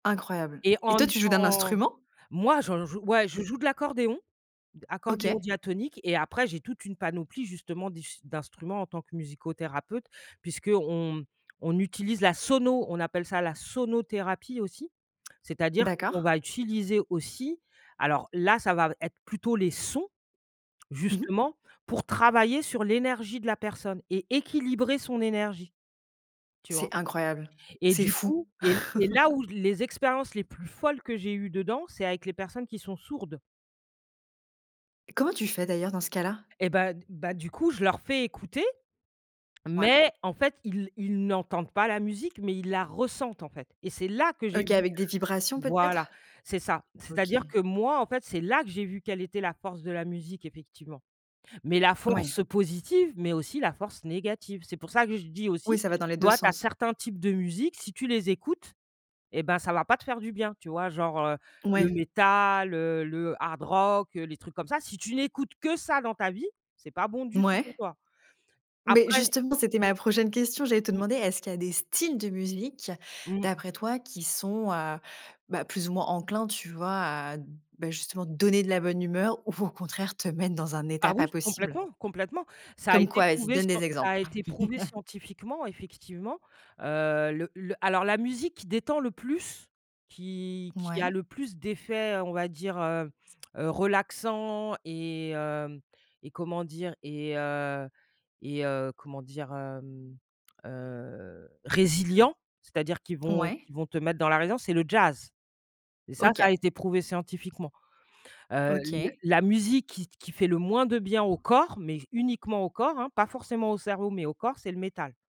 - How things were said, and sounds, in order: stressed: "sono"; stressed: "sons"; chuckle; stressed: "styles"; stressed: "donner"; chuckle; stressed: "jazz"
- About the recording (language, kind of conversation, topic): French, podcast, Quelle chanson te remonte toujours le moral ?
- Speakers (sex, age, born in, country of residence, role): female, 30-34, France, France, host; female, 45-49, France, United States, guest